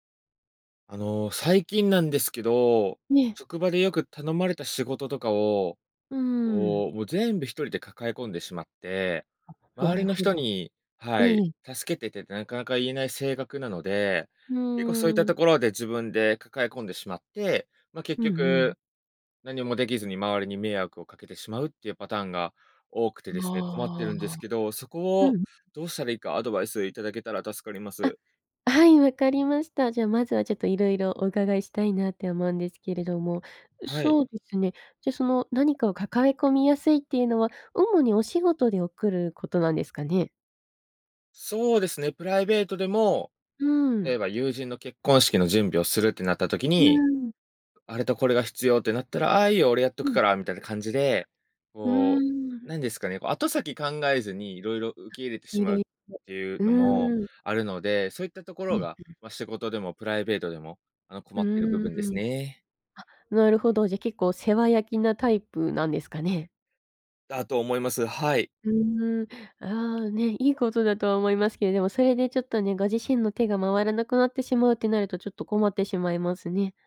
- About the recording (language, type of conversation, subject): Japanese, advice, なぜ私は人に頼らずに全部抱え込み、燃え尽きてしまうのでしょうか？
- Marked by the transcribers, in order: "起こる" said as "おくる"; other background noise